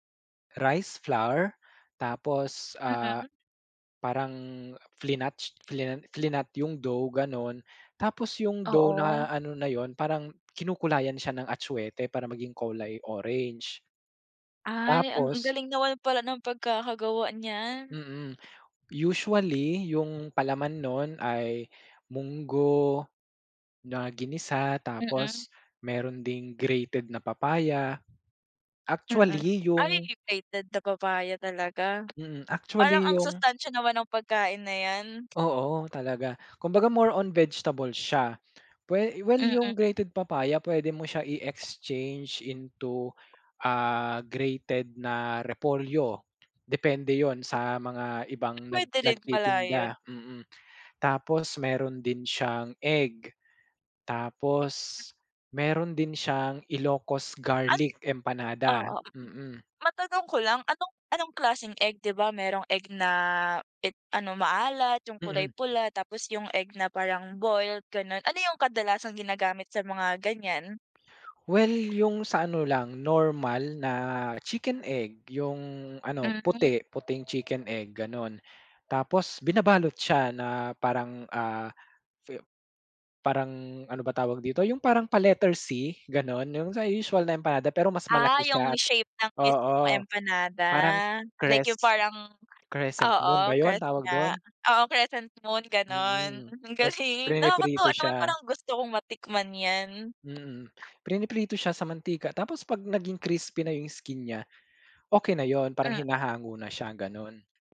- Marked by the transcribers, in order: other background noise; tapping; whistle; in English: "crescent moon"; in English: "crescent moon"
- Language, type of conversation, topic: Filipino, podcast, May lokal ka bang pagkaing hindi mo malilimutan, at bakit?